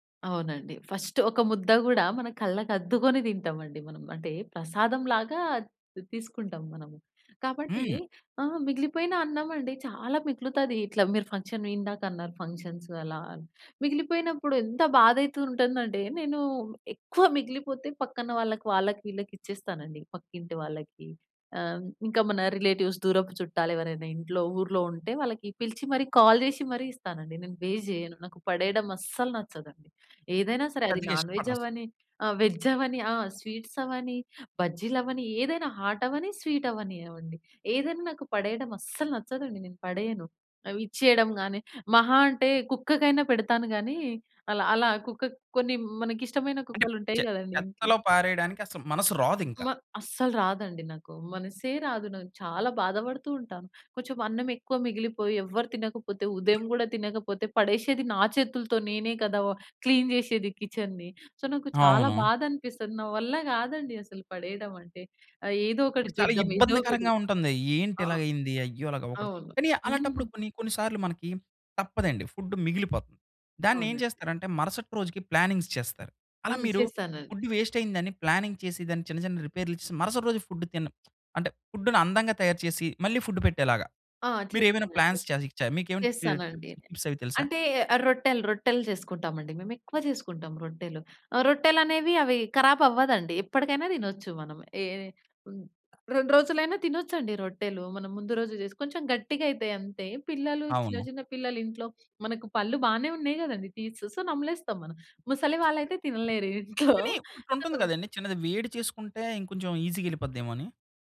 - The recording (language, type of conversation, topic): Telugu, podcast, మిగిలిన ఆహారాన్ని మీరు ఎలా ఉపయోగిస్తారు?
- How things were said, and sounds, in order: in English: "ఫంక్షన్"; stressed: "ఎక్కువ"; in English: "రిలేటివ్స్"; other background noise; in English: "కాల్"; in English: "వేస్ట్"; stressed: "అస్సలు"; in English: "నాన్ వెజ్"; in English: "వెజ్"; stressed: "అస్సలు"; cough; in English: "క్లీన్"; in English: "కిచెన్‌ని. సో"; in English: "ప్లానింగ్స్"; in English: "ఫుడ్"; in English: "ప్లానింగ్"; lip smack; in English: "ప్లాన్స్"; in English: "టి టిప్స్"; in Hindi: "కరాబ్"; in English: "సో"; chuckle; in English: "సో"; in English: "ఈజీగా"